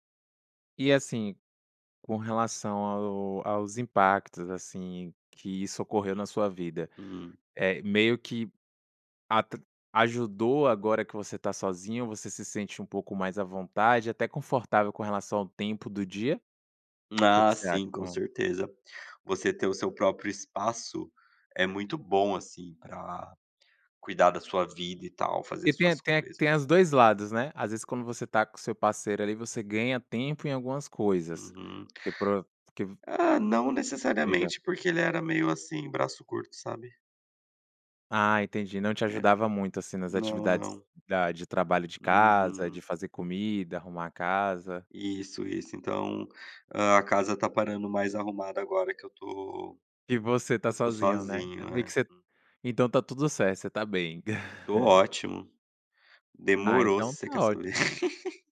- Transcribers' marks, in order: tapping; other background noise; other noise; laugh; laugh
- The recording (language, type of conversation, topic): Portuguese, podcast, Como você estabelece limites entre trabalho e vida pessoal em casa?